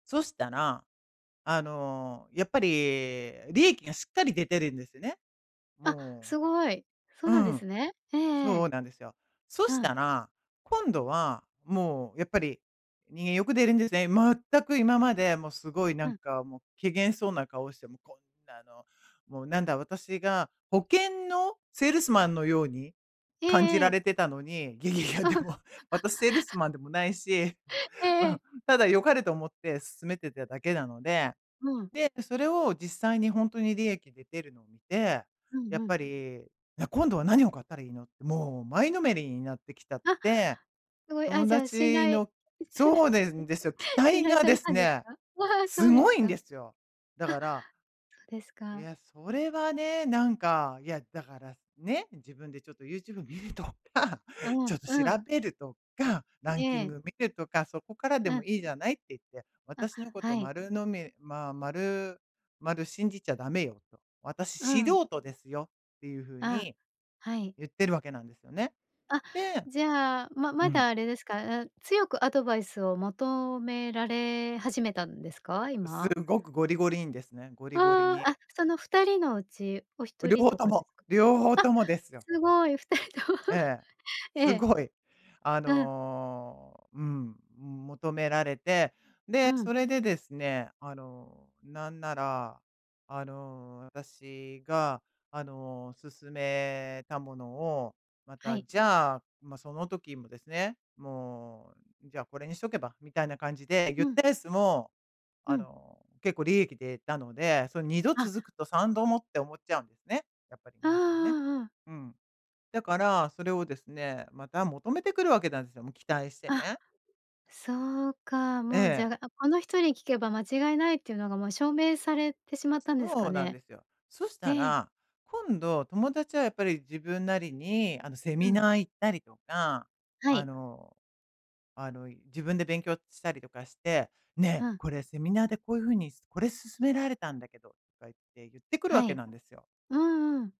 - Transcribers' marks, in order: laughing while speaking: "ゲゲゲ、でも"; laugh; giggle; laughing while speaking: "ふたり とも"
- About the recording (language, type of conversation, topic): Japanese, advice, 友人の期待と自分の予定をどう両立すればよいですか？